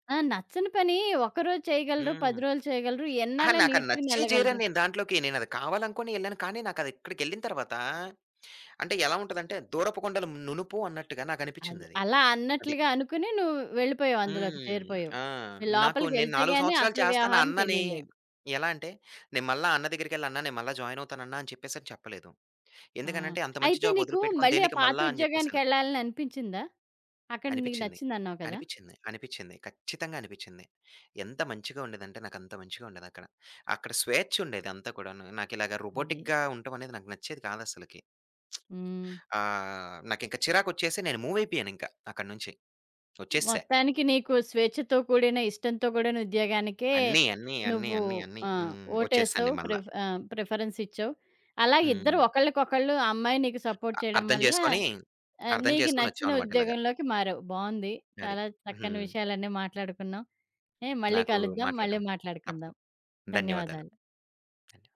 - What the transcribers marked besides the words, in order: other background noise; in English: "రోబోటిక్‌గా"; lip smack; in English: "సపోర్ట్"
- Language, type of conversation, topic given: Telugu, podcast, ఉద్యోగ భద్రతా లేదా స్వేచ్ఛ — మీకు ఏది ఎక్కువ ముఖ్యమైంది?